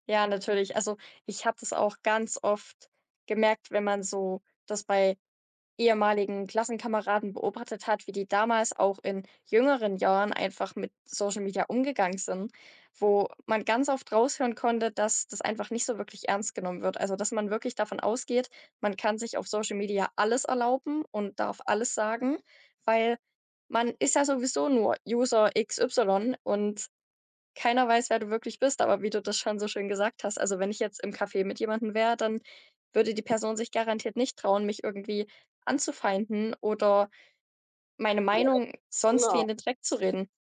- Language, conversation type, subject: German, unstructured, Wie verändern soziale Medien unsere Gemeinschaft?
- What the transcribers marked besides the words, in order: none